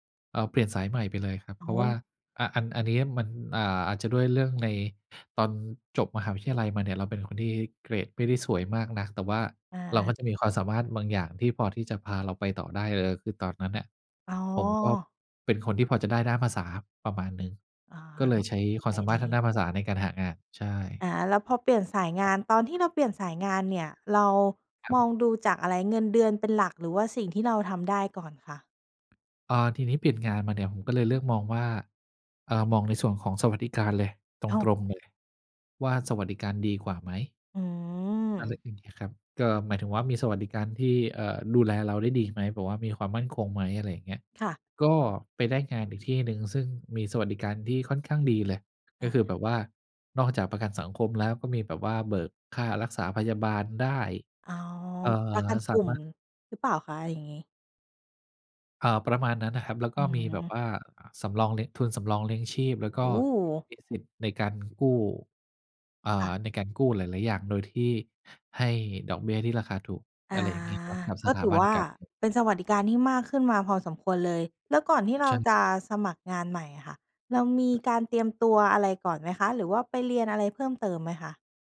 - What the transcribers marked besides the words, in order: other background noise; tapping
- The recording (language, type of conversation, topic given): Thai, podcast, ถ้าคิดจะเปลี่ยนงาน ควรเริ่มจากตรงไหนดี?